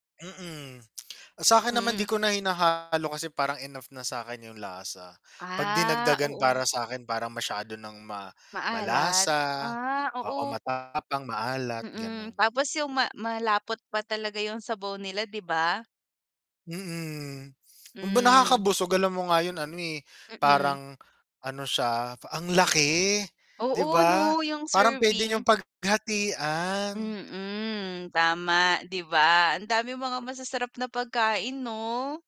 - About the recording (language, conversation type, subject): Filipino, unstructured, Ano ang pinaka-kakaibang sangkap na nasubukan mo na sa pagluluto?
- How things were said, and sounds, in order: inhale; distorted speech; tapping; inhale